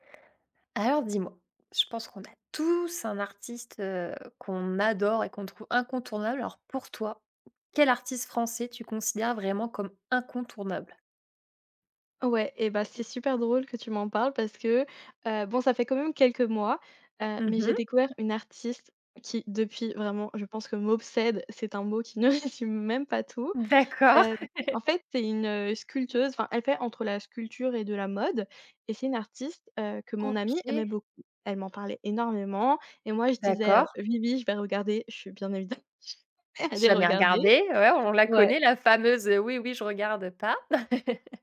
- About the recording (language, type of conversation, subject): French, podcast, Quel artiste français considères-tu comme incontournable ?
- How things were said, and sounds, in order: stressed: "tous"; other background noise; tapping; laughing while speaking: "qui ne résume même pas tout"; laugh; laughing while speaking: "jamais allée regarder"; laugh